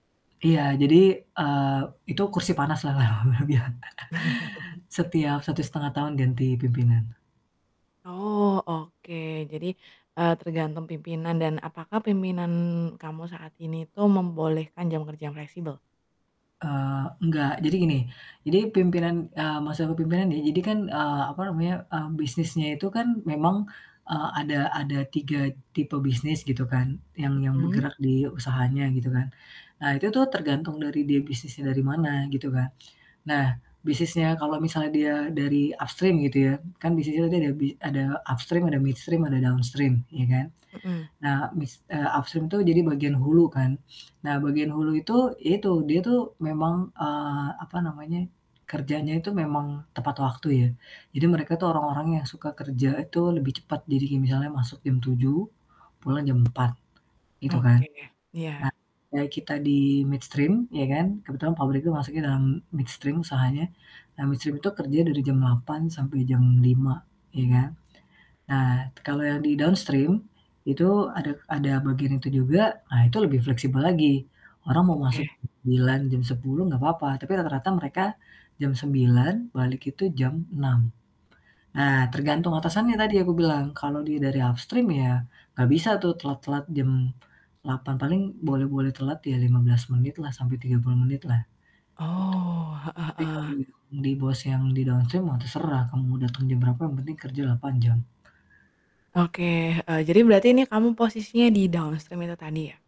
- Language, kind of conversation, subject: Indonesian, podcast, Bagaimana cara membicarakan jam kerja fleksibel dengan atasan?
- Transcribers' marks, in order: laughing while speaking: "orang bilangnya"; chuckle; tapping; in English: "upstream"; in English: "upstream"; in English: "midstream"; in English: "downstream"; in English: "upstream"; in English: "midstream"; in English: "midstream"; in English: "midstream"; in English: "downstream"; distorted speech; other background noise; in English: "upstream"; in English: "downstream"; in English: "downstream"